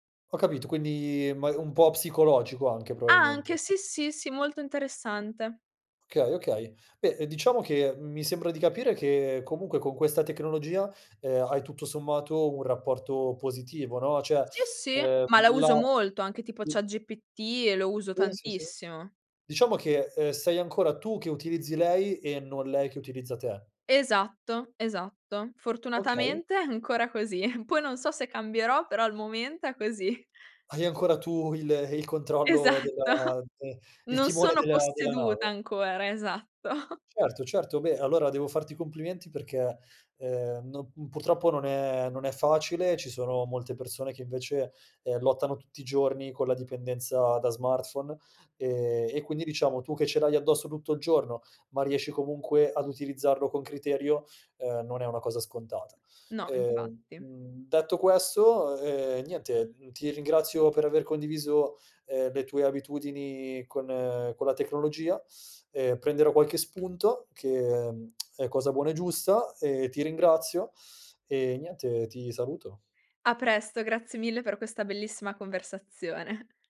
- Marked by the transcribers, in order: unintelligible speech; chuckle; laughing while speaking: "il"; laughing while speaking: "Esatto"; laughing while speaking: "esatto"; tapping; lip smack; laughing while speaking: "conversazione"
- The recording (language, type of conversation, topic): Italian, podcast, Come bilanci lavoro e vita privata con la tecnologia?